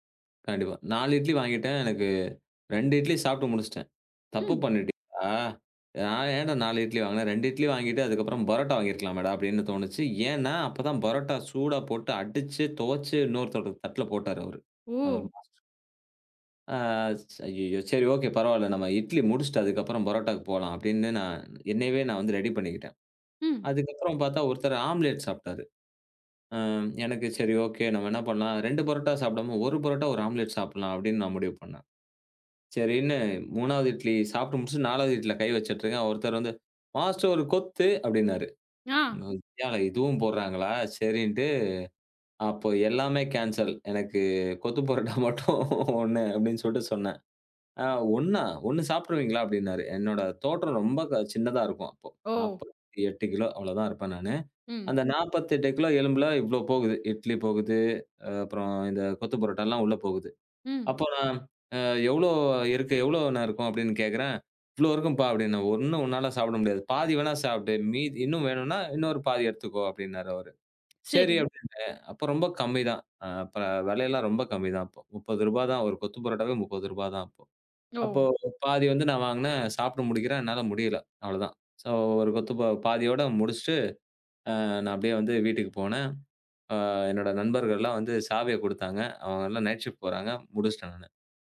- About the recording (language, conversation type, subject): Tamil, podcast, ஓர் தெரு உணவகத்தில் சாப்பிட்ட போது உங்களுக்கு நடந்த விசித்திரமான சம்பவத்தைச் சொல்ல முடியுமா?
- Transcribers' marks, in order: tapping; in English: "ரெடி"; other noise; in English: "கேன்சல்"; laughing while speaking: "கொத்து பரோட்டா மட்டும் ஒண்ணு"; in English: "ஸோ"; in English: "நைட் ஷிப்ட்"